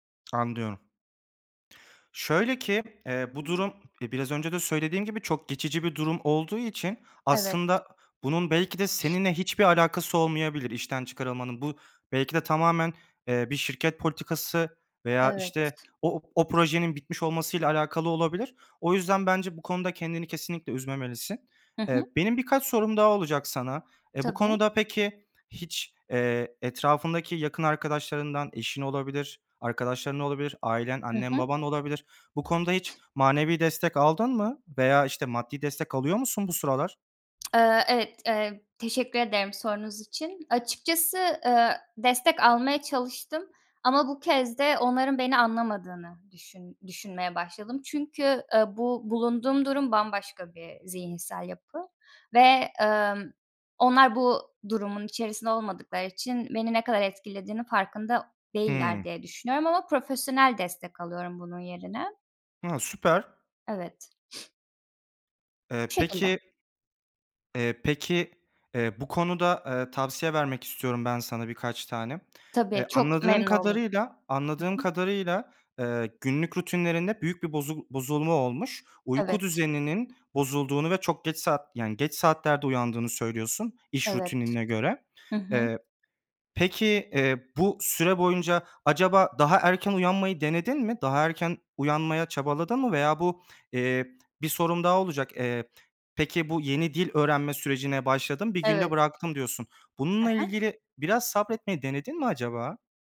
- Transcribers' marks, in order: tapping; other background noise; sniff
- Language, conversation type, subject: Turkish, advice, İşten çıkarılma sonrası kimliğinizi ve günlük rutininizi nasıl yeniden düzenlemek istersiniz?
- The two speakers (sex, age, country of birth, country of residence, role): female, 25-29, Turkey, Germany, user; male, 25-29, Turkey, Germany, advisor